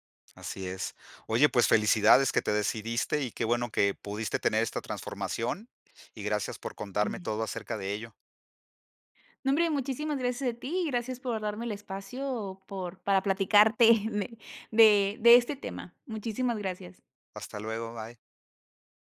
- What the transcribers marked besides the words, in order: chuckle
- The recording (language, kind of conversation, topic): Spanish, podcast, ¿Cómo haces para no acumular objetos innecesarios?